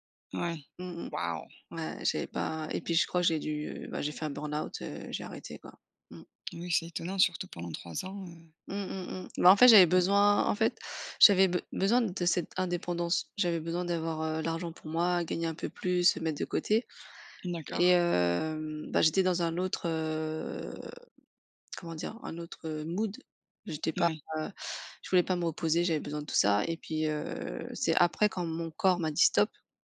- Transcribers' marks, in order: other background noise; tapping; drawn out: "heu"; in English: "mood"
- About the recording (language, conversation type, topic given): French, unstructured, Quelle est la plus grande leçon que vous avez apprise sur l’importance du repos ?